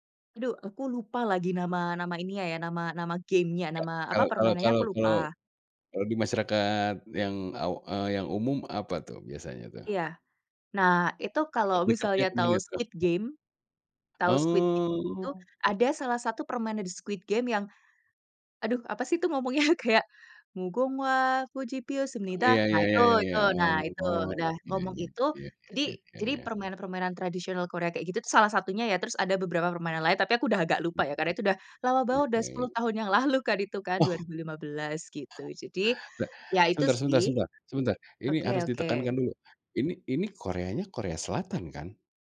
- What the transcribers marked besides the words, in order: in English: "game-nya"; tapping; other background noise; laughing while speaking: "ngomongnya kayak"; in Korean: "mugunghwa kkoci pieot seumnida"; singing: "mugunghwa kkoci pieot seumnida"; laughing while speaking: "lalu"
- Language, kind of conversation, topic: Indonesian, podcast, Apa pengalaman belajar yang paling berkesan dalam hidupmu?